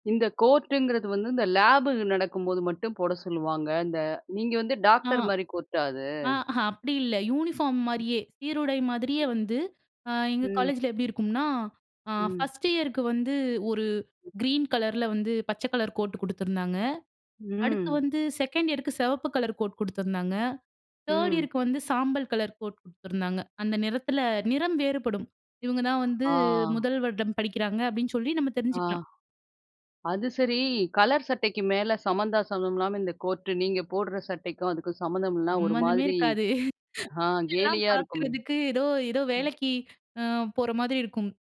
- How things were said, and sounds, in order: other noise; chuckle
- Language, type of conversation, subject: Tamil, podcast, பள்ளி மற்றும் கல்லூரி நாட்களில் உங்கள் ஸ்டைல் எப்படி இருந்தது?